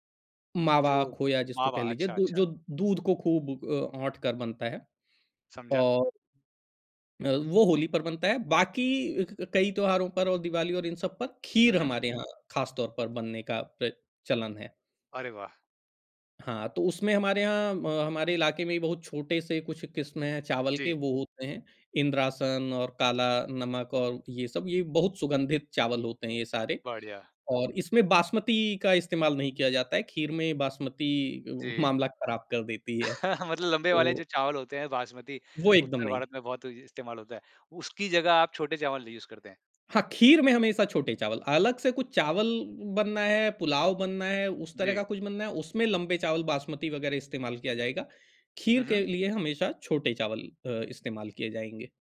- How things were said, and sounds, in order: laughing while speaking: "मामला"; chuckle; in English: "यूज़"
- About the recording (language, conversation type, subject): Hindi, podcast, आपका सबसे पसंदीदा घर का पकवान कौन-सा है?